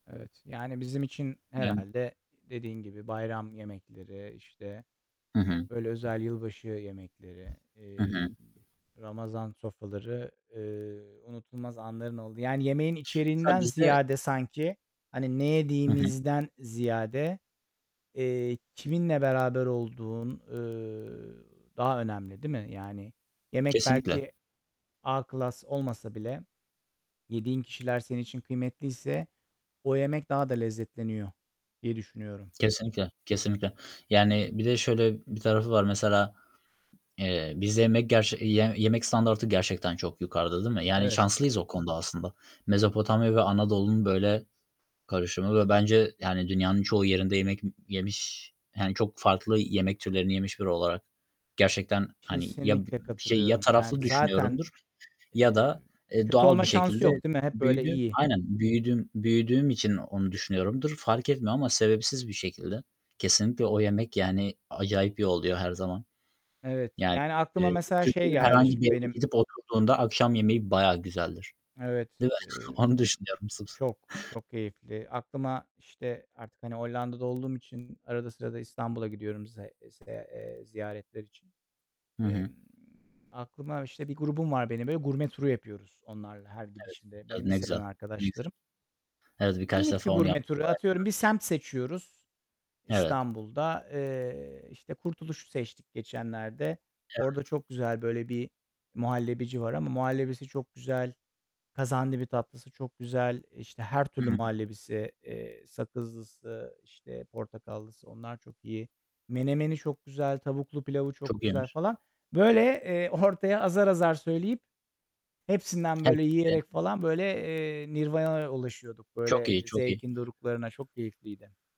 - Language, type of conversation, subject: Turkish, unstructured, Unutamadığın bir yemek anın var mı?
- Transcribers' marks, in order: distorted speech; other background noise; tapping; laughing while speaking: "Onu düşünüyorum sırf"; static; unintelligible speech